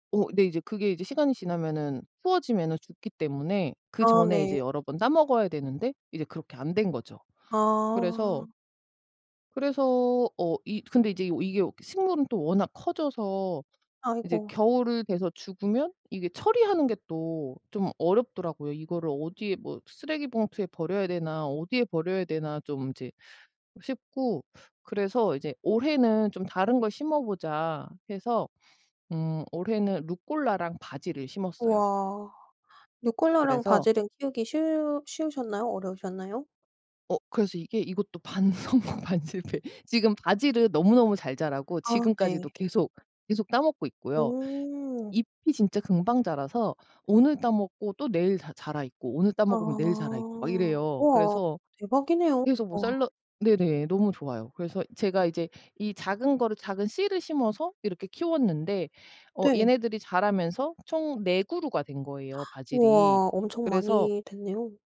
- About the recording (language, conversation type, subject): Korean, podcast, 집에서 키우는 식물의 매력은 무엇인가요?
- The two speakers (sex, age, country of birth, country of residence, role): female, 30-34, South Korea, Sweden, host; female, 45-49, South Korea, United States, guest
- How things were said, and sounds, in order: other background noise; laughing while speaking: "반 성공 반 실패"; tapping; gasp